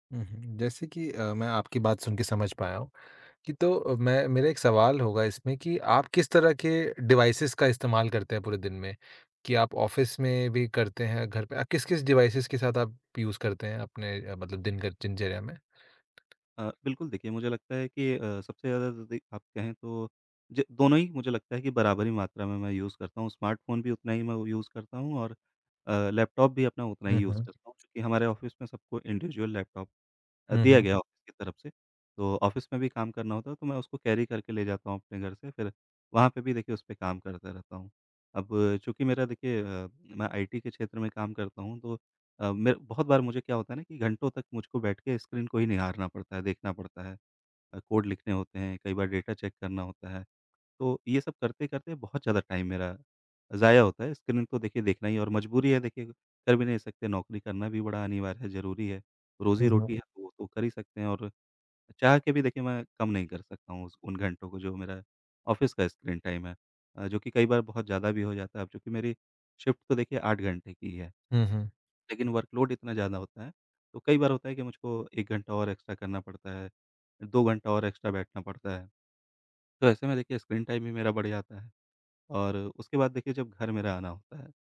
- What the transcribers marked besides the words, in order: in English: "डिवाइसेज़"; in English: "ऑफ़िस"; in English: "डिवाइसेज़"; in English: "यूज़"; other background noise; in English: "यूज़"; in English: "यूज़"; in English: "यूज़"; tapping; in English: "ऑफ़िस"; in English: "इंडिविडुअल"; in English: "ऑफ़िस"; in English: "ऑफ़िस"; in English: "कैरी"; in English: "आईटी"; in English: "कोड"; in English: "डेटा चेक"; in English: "टाइम"; in English: "ऑफ़िस"; in English: "टाइम"; in English: "शिफ्ट"; in English: "वर्क़ लोड"; in English: "एक्स्ट्रा"; in English: "एक्स्ट्रा"; in English: "टाइम"
- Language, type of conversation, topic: Hindi, advice, स्क्रीन देर तक देखने से सोने में देरी क्यों होती है?